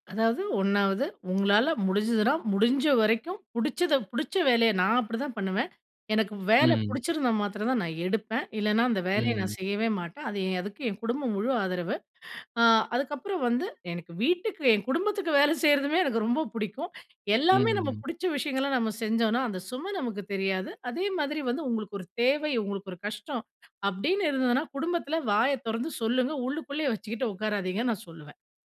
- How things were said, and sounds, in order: other background noise
- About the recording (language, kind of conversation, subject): Tamil, podcast, குடும்பம் உங்கள் நோக்கத்தை எப்படி பாதிக்கிறது?